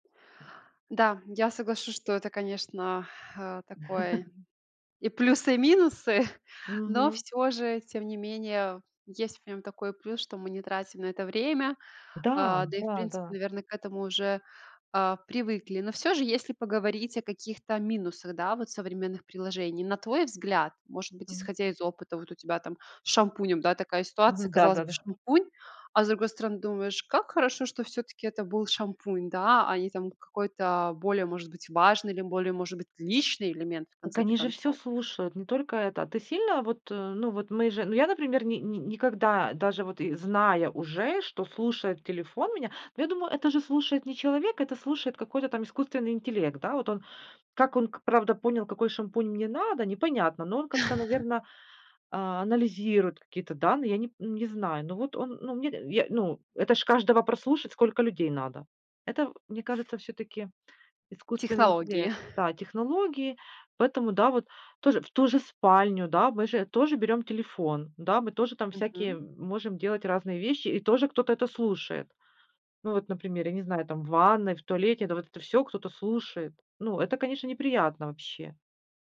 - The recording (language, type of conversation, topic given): Russian, podcast, Где, по‑твоему, проходит рубеж между удобством и слежкой?
- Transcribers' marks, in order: other background noise; laugh; chuckle; chuckle; chuckle